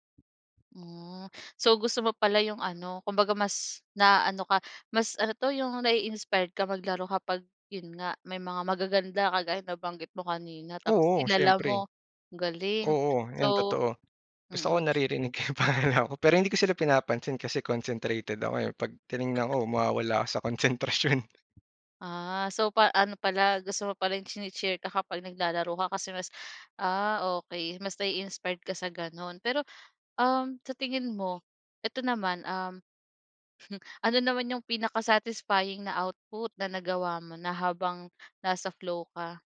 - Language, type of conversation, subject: Filipino, podcast, Paano ka napupunta sa “zone” kapag ginagawa mo ang paborito mong libangan?
- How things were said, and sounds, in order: tapping; laughing while speaking: "ko yung pangalan ko"; chuckle; laughing while speaking: "sa konsentrasyon"; other background noise; chuckle